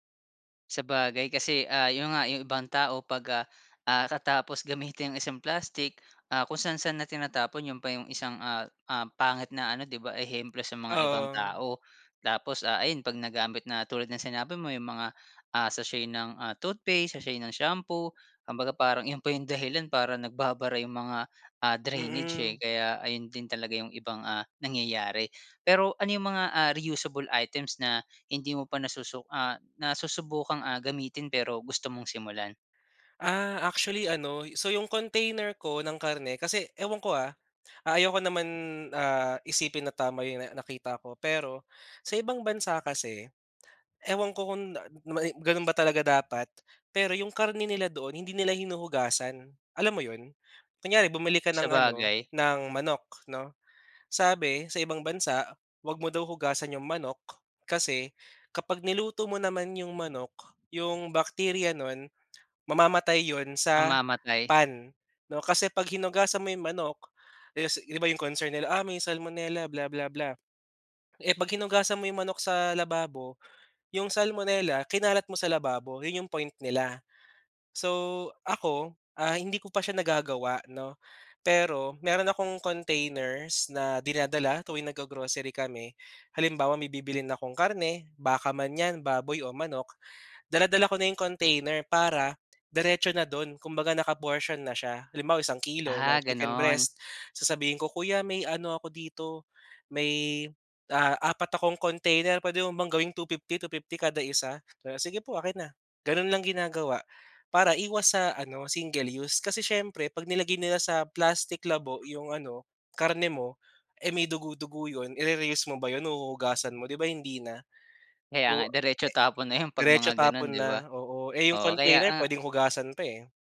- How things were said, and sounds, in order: in English: "salmonella"; in English: "salmonella"; in English: "single use"; laughing while speaking: "tapon na yun"
- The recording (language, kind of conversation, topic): Filipino, podcast, Ano ang simpleng paraan para bawasan ang paggamit ng plastik sa araw-araw?